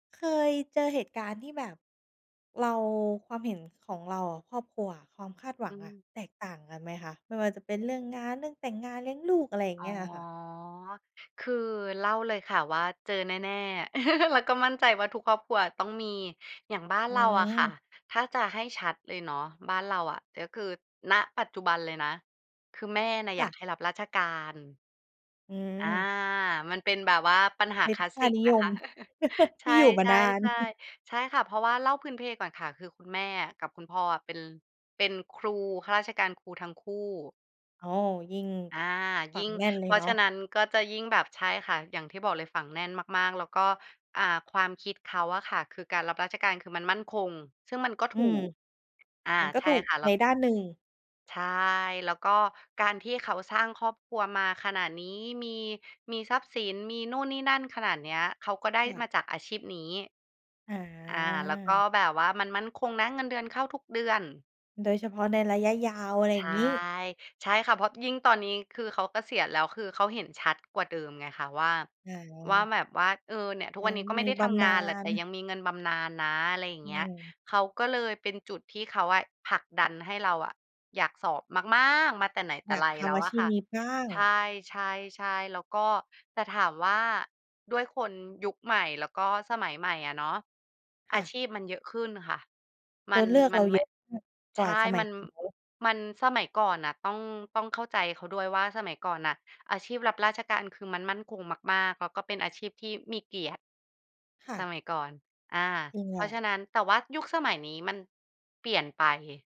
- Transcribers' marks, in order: chuckle; chuckle; tapping; other noise
- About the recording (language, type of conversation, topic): Thai, podcast, ควรทำอย่างไรเมื่อความคาดหวังของคนในครอบครัวไม่ตรงกัน?